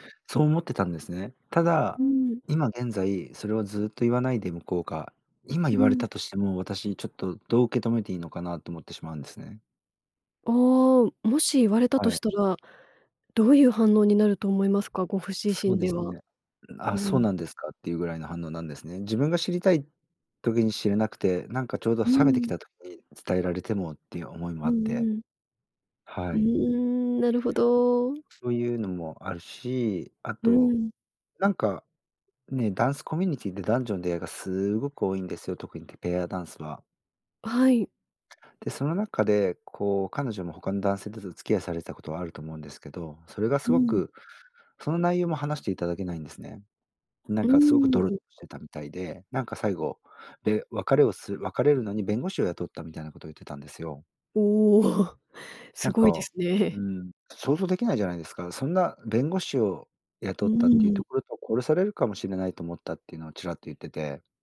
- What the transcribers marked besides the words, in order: laughing while speaking: "おお。すごいですね"
- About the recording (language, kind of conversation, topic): Japanese, advice, 冷めた関係をどう戻すか悩んでいる